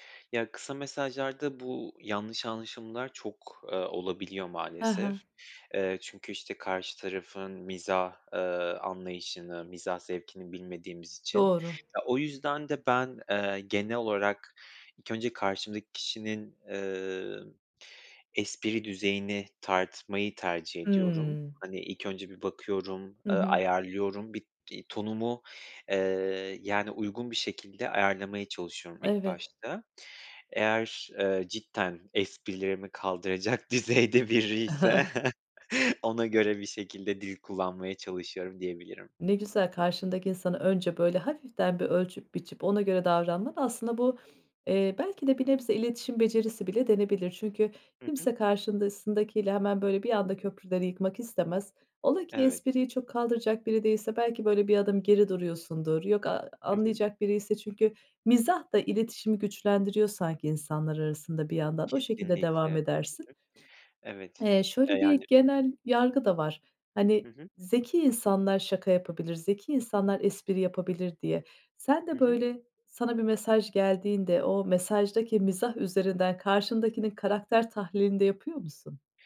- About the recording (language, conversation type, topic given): Turkish, podcast, Kısa mesajlarda mizahı nasıl kullanırsın, ne zaman kaçınırsın?
- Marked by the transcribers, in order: other background noise; laughing while speaking: "düzeyde biriyse"; chuckle; sniff; "karşısındakiyle" said as "karşındasındakiyle"; sniff; tapping